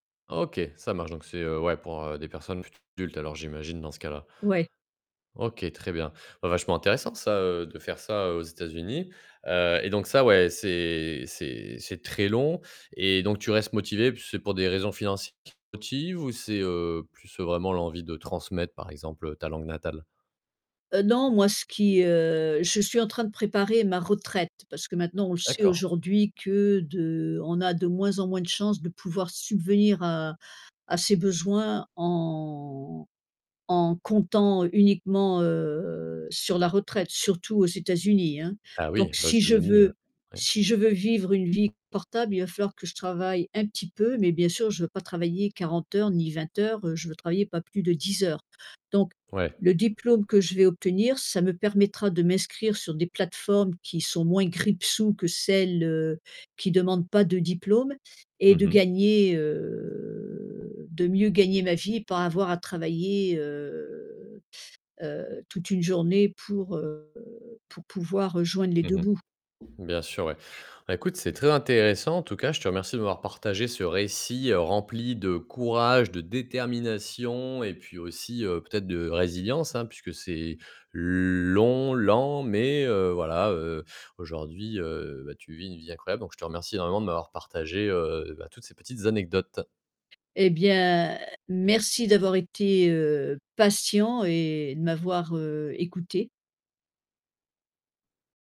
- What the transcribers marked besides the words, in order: distorted speech; drawn out: "en"; stressed: "Surtout"; drawn out: "heu"; tapping; other noise; stressed: "l long, lent"
- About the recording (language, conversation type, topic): French, podcast, Comment restes-tu motivé quand les progrès sont lents ?